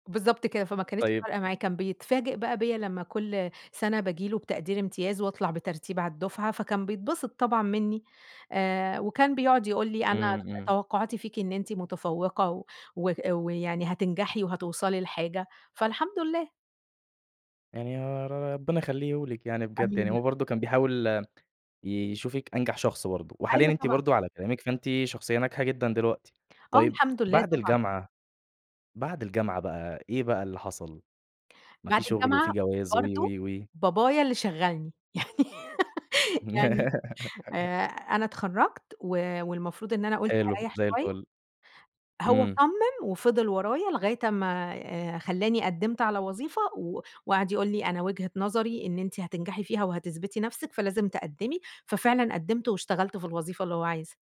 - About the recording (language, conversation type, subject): Arabic, podcast, إزاي اتعاملت مع توقعات أهلك لمستقبلك؟
- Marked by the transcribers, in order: tapping; laughing while speaking: "يعني"; giggle